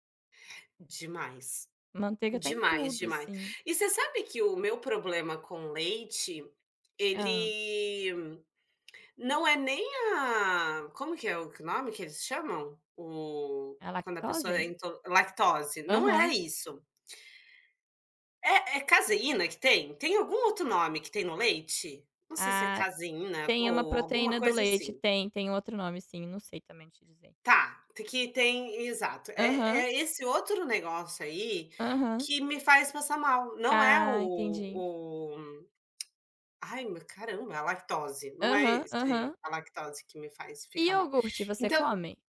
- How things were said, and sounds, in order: tapping
- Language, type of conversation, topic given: Portuguese, unstructured, Qual comida traz mais lembranças da sua infância?